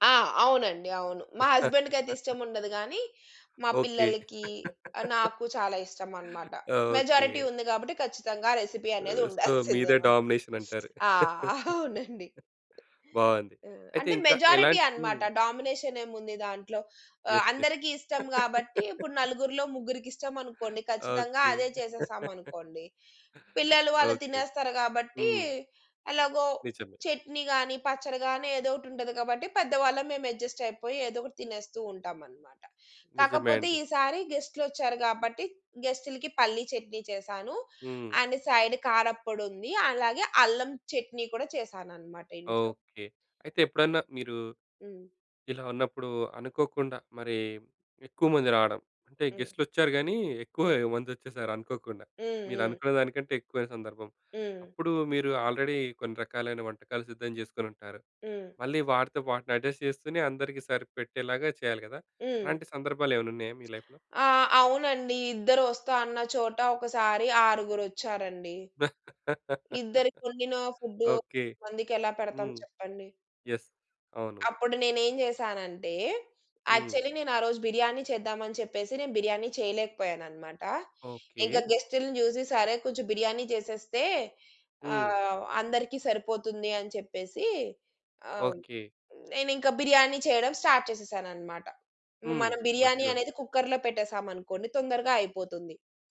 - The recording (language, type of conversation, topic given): Telugu, podcast, అనుకోకుండా చివరి నిమిషంలో అతిథులు వస్తే మీరు ఏ రకాల వంటకాలు సిద్ధం చేస్తారు?
- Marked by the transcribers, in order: laugh; in English: "హస్బెండ్‌కయితే"; laugh; in English: "మెజారిటీ"; in English: "రెసిపీ"; other noise; in English: "సో"; in English: "డామినేషన్"; chuckle; laugh; in English: "మెజారిటీ"; in English: "డామినేషన్"; in English: "యెస్. యెస్"; laugh; laugh; in English: "అడ్జస్ట్"; in English: "అండ్ సైడ్"; in English: "ఆల్‌రెడీ"; in English: "అడ్జస్ట్"; in English: "లైఫ్‌లో?"; other background noise; laugh; in English: "యెస్"; in English: "యాక్చువలి"; in English: "గెస్ట్‌ని"; in English: "స్టార్ట్"; in English: "కుక్కర్‌లో"; unintelligible speech